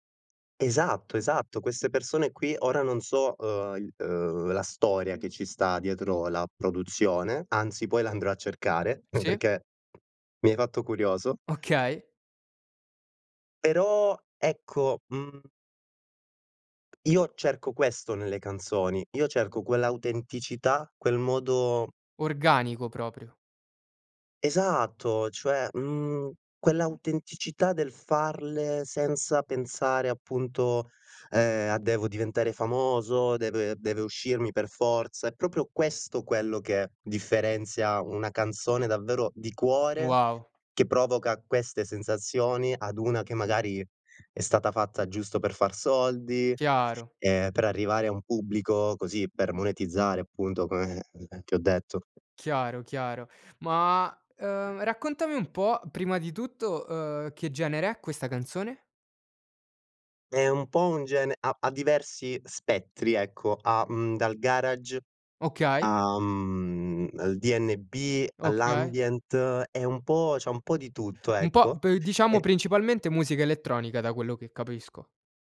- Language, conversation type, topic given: Italian, podcast, Quale canzone ti fa sentire a casa?
- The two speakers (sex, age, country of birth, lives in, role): male, 20-24, Romania, Romania, host; male, 25-29, Italy, Romania, guest
- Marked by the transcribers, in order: chuckle; tapping; other background noise; "proprio" said as "propio"; sigh